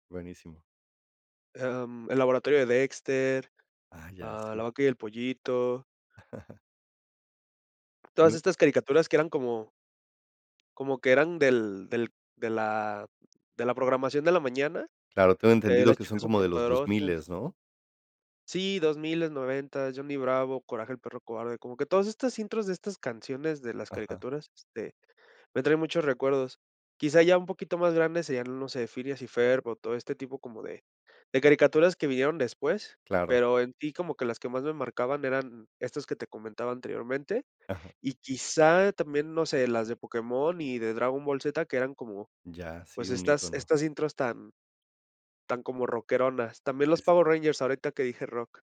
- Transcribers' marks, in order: laugh; unintelligible speech; other noise
- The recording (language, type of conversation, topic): Spanish, podcast, ¿Qué música te marcó cuando eras niño?